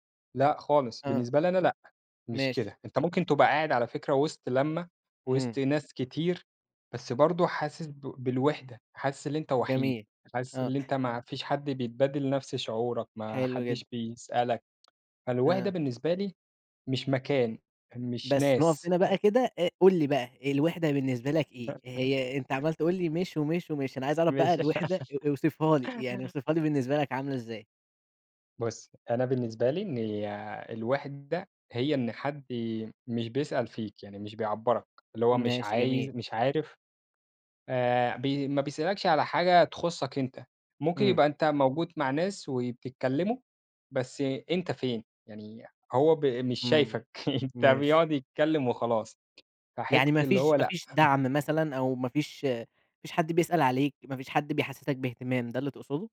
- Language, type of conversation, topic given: Arabic, podcast, ايه الحاجات الصغيرة اللي بتخفّف عليك إحساس الوحدة؟
- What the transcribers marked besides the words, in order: tapping; other noise; chuckle; giggle; laugh